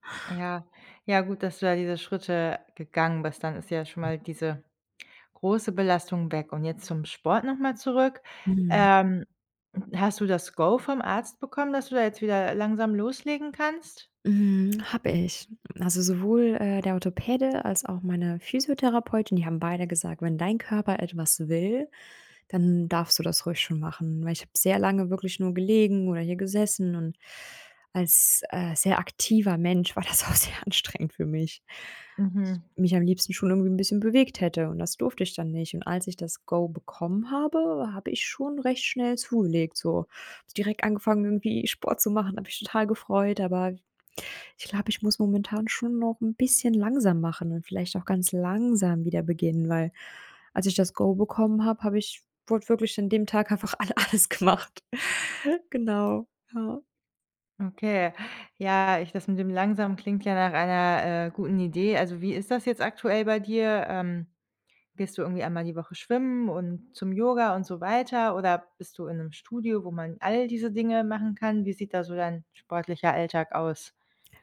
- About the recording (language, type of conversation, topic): German, advice, Wie gelingt dir der Neustart ins Training nach einer Pause wegen Krankheit oder Stress?
- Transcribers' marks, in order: other background noise; in English: "Go"; laughing while speaking: "war das auch sehr anstrengend"; in English: "Go"; in English: "Go"; laughing while speaking: "einfach a alles gemacht"